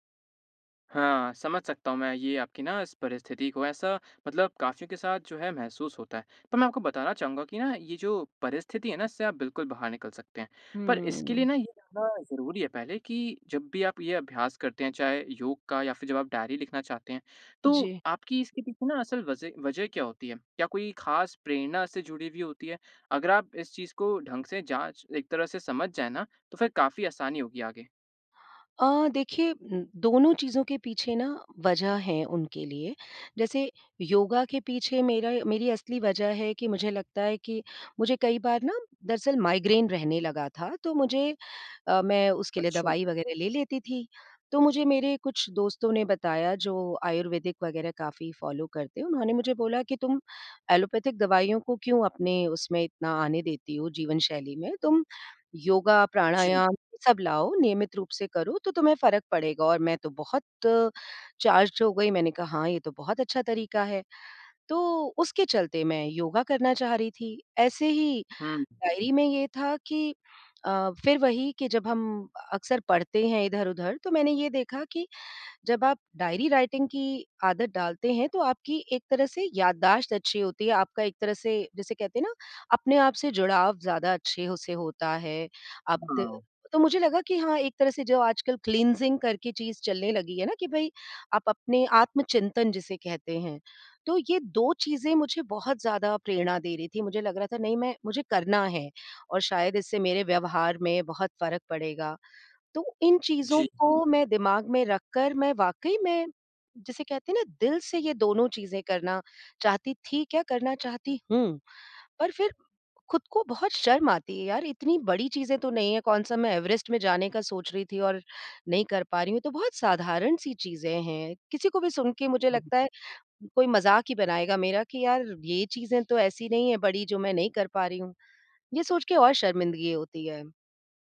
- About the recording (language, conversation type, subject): Hindi, advice, रोज़ाना अभ्यास बनाए रखने में आपको किस बात की सबसे ज़्यादा कठिनाई होती है?
- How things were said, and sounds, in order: in English: "फ़ॉलो"; in English: "चार्ज्ड"; in English: "राइटिंग"; in English: "क्लीनसिंग"